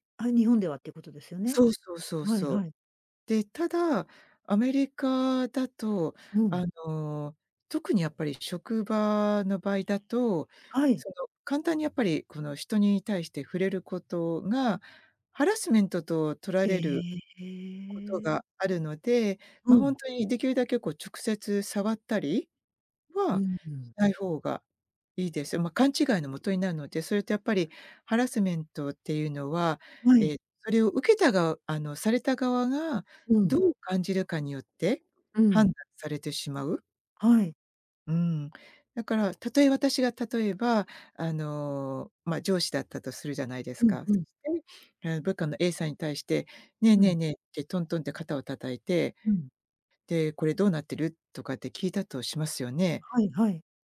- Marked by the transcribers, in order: drawn out: "ええ"
- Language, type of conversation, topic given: Japanese, podcast, ジェスチャーの意味が文化によって違うと感じたことはありますか？